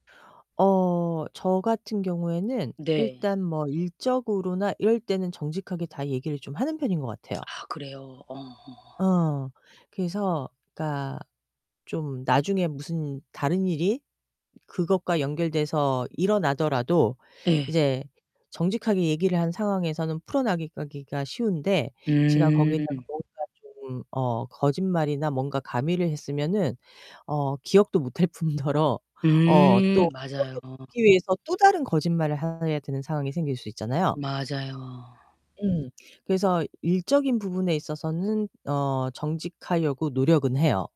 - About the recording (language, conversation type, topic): Korean, unstructured, 정직함은 언제나 중요하다고 생각하시나요?
- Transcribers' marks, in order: distorted speech; unintelligible speech